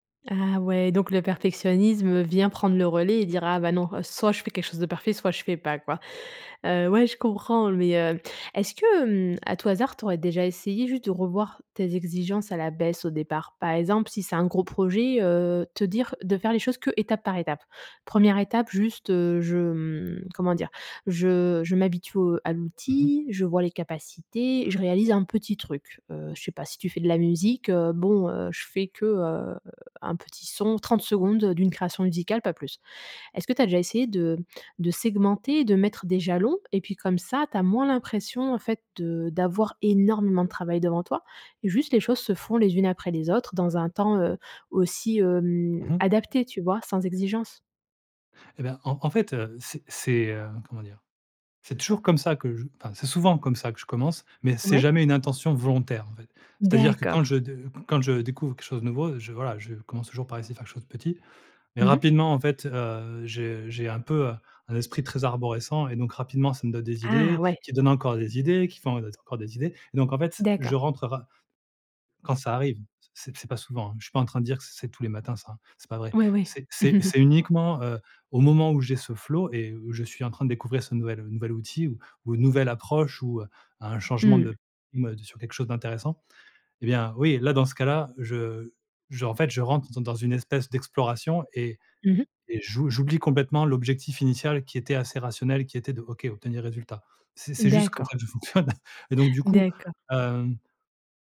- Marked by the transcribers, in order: stressed: "énormément"; chuckle
- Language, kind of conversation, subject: French, advice, Comment surmonter mon perfectionnisme qui m’empêche de finir ou de partager mes œuvres ?